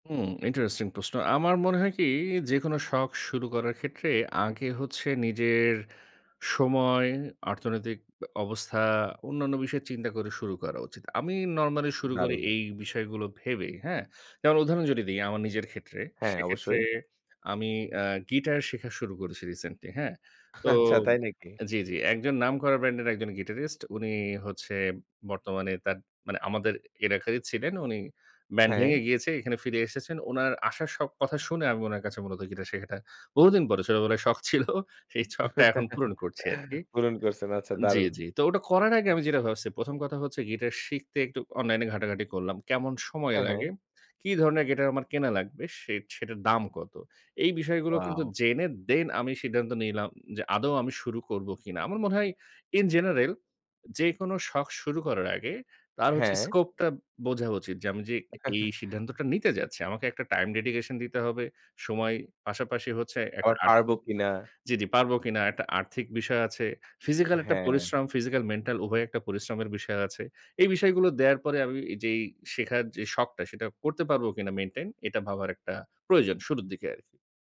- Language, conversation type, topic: Bengali, podcast, নতুন কোনো শখ শুরু করতে চাইলে তুমি সাধারণত কোথা থেকে শুরু করো?
- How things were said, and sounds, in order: other background noise; laughing while speaking: "আচ্ছা"; laughing while speaking: "ছিল"; tapping; chuckle; in English: "then"; in English: "in general"; chuckle